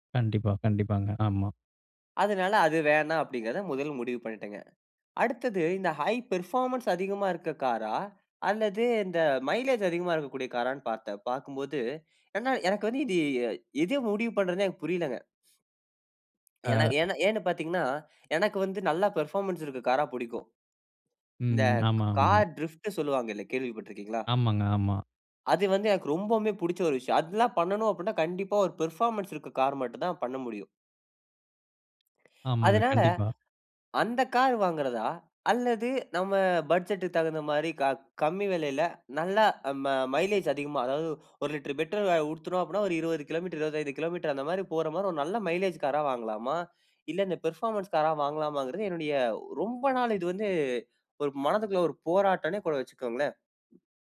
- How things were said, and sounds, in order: in English: "ஹை பெர்ஃபார்மன்ஸ்"; other background noise; in English: "பெர்ஃபார்மன்ஸ்"; in English: "பெர்ஃபார்மன்ஸ்"; in English: "பெர்ஃபார்மன்ஸ்"
- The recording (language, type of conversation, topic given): Tamil, podcast, அதிக விருப்பங்கள் ஒரே நேரத்தில் வந்தால், நீங்கள் எப்படி முடிவு செய்து தேர்வு செய்கிறீர்கள்?